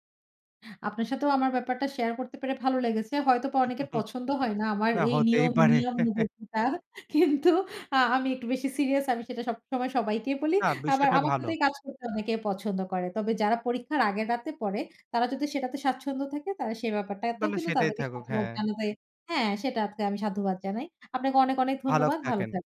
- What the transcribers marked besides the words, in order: chuckle; laughing while speaking: "না, হতেই পারে"; chuckle; laugh; laughing while speaking: "কিন্তু আ আমি একটু বেশি সিরিয়াস, আমি সেটা সবসময় সবাইকেই বলি"; "ভালো" said as "ভালোক"
- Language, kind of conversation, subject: Bengali, podcast, ছাত্র হিসেবে তুমি কি পরীক্ষার আগে রাত জেগে পড়তে বেশি পছন্দ করো, নাকি নিয়মিত রুটিন মেনে পড়াশোনা করো?
- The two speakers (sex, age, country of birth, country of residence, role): female, 35-39, Bangladesh, Finland, guest; male, 25-29, Bangladesh, Bangladesh, host